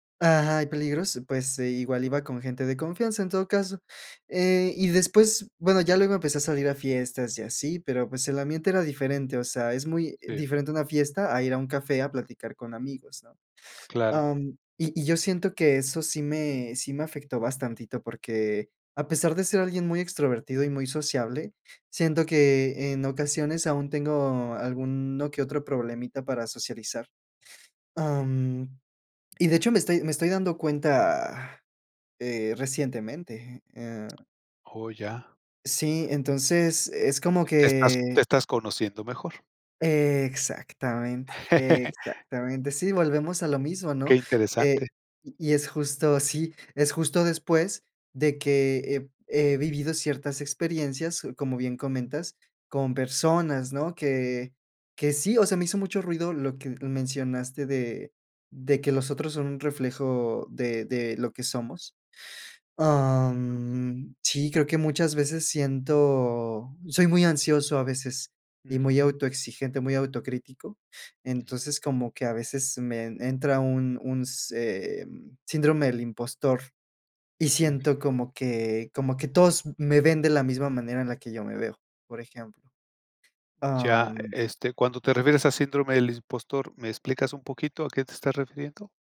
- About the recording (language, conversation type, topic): Spanish, podcast, ¿Cómo empezarías a conocerte mejor?
- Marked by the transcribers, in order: other background noise; laugh; "impostor" said as "ispostor"